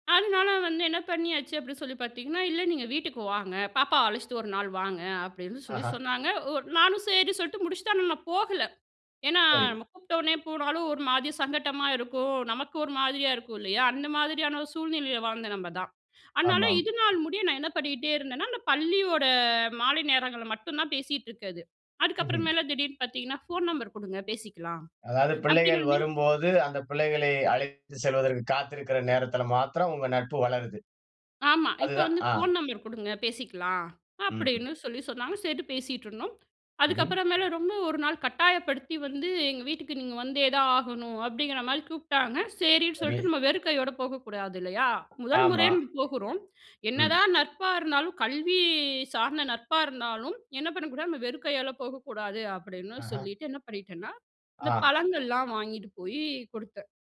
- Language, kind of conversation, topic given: Tamil, podcast, நீ நெருக்கமான நட்பை எப்படி வளர்த்துக் கொள்கிறாய்?
- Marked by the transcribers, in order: other noise; drawn out: "கல்வி"